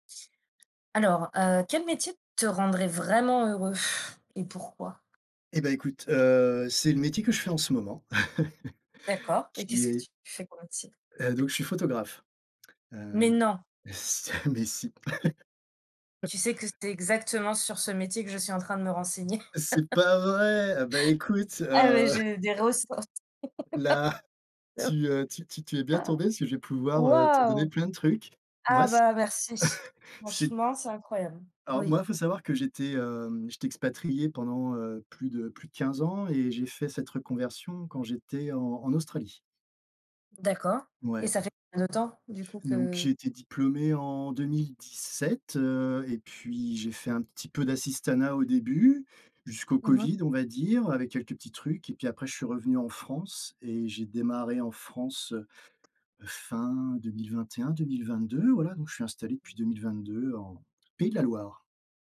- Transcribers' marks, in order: laugh; other background noise; laughing while speaking: "s mais si"; laugh; laugh; tapping; unintelligible speech; laugh; other noise; chuckle
- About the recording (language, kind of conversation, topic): French, unstructured, Quel métier te rendrait vraiment heureux, et pourquoi ?